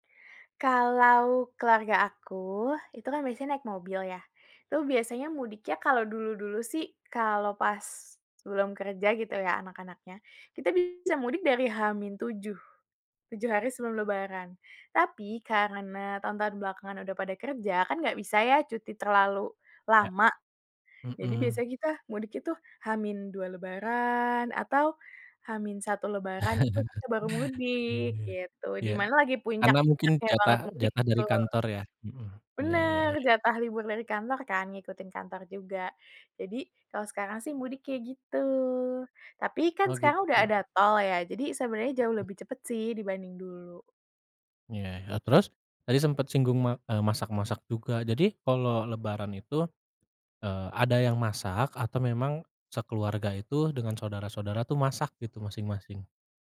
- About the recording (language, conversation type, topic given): Indonesian, podcast, Bagaimana suasana rumah di keluargamu saat hari raya?
- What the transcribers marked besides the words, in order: chuckle; other background noise; tapping